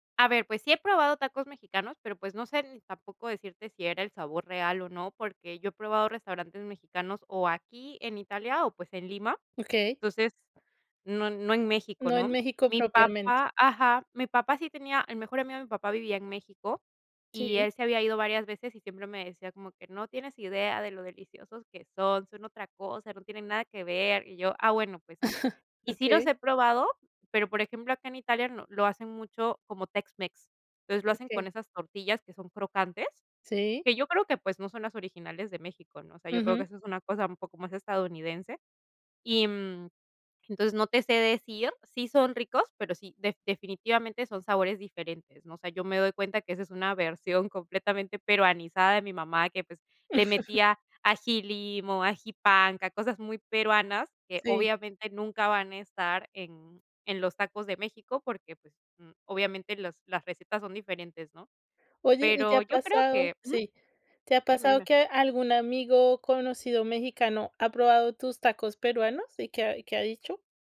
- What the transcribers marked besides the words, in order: chuckle; chuckle
- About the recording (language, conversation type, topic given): Spanish, podcast, ¿Tienes algún plato que para ti signifique “casa”?
- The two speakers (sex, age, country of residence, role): female, 30-34, Italy, guest; female, 35-39, France, host